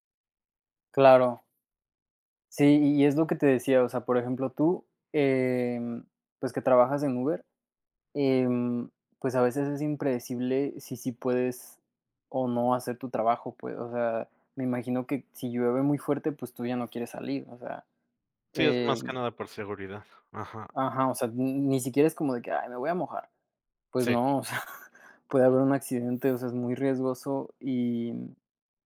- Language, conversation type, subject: Spanish, unstructured, ¿Por qué crees que es importante cuidar el medio ambiente?
- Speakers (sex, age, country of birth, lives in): male, 25-29, Mexico, Mexico; male, 35-39, Mexico, Mexico
- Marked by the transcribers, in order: other background noise; chuckle